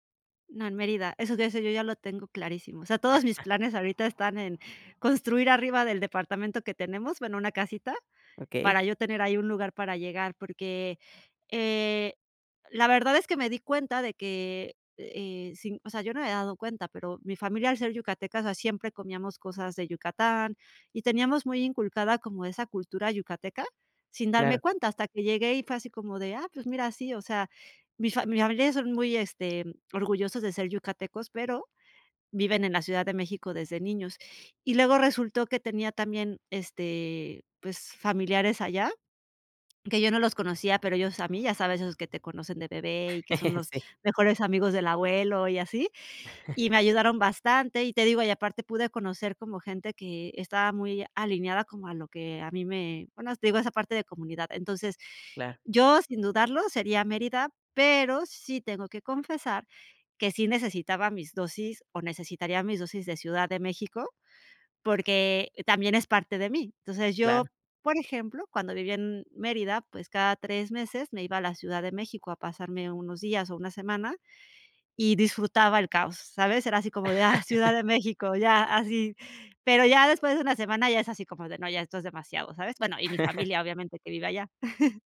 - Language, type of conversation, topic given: Spanish, podcast, ¿Qué significa para ti decir que eres de algún lugar?
- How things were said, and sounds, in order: chuckle; chuckle; chuckle; laugh; other background noise; chuckle